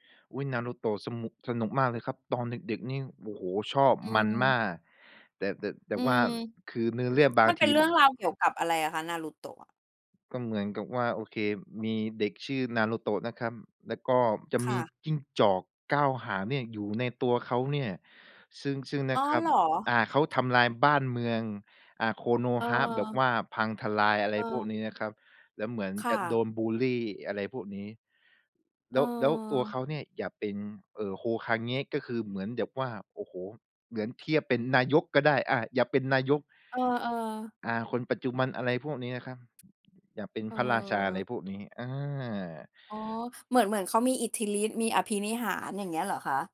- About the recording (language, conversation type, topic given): Thai, podcast, ตอนเด็กๆ คุณดูการ์ตูนเรื่องไหนที่ยังจำได้แม่นที่สุด?
- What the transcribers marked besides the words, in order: "สนุก" said as "สมุก"; tapping; other background noise